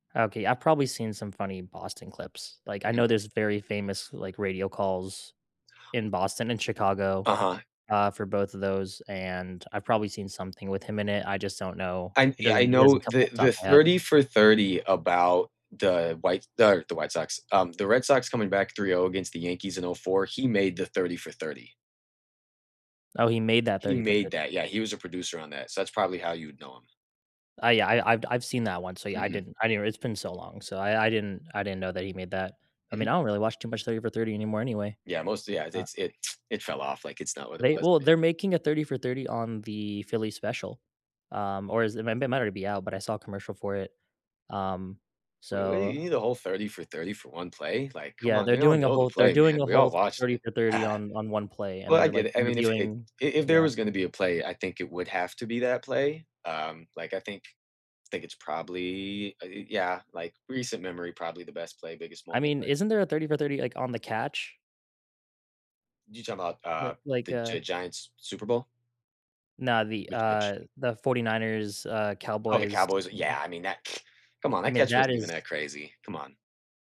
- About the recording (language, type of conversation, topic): English, unstructured, Which podcasts or YouTube channels always brighten your day, and what about them makes you smile?
- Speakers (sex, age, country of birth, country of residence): male, 20-24, United States, United States; male, 20-24, United States, United States
- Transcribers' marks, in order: tsk; laugh; unintelligible speech; lip trill